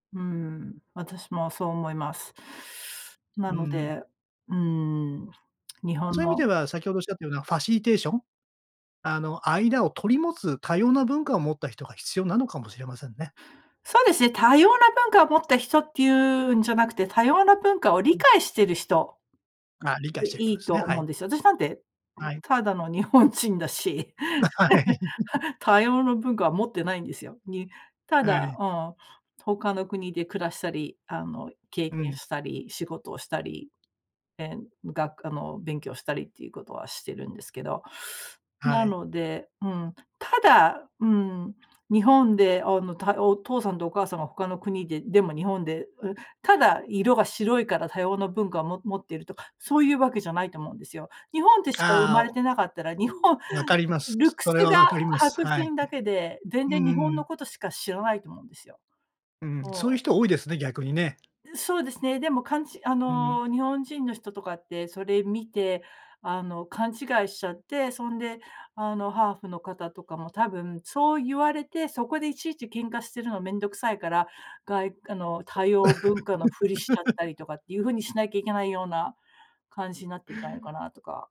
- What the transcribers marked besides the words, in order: laughing while speaking: "日本人だし"; laughing while speaking: "はい"; unintelligible speech; other noise; laugh
- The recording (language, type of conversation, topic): Japanese, podcast, 多様な人が一緒に暮らすには何が大切ですか？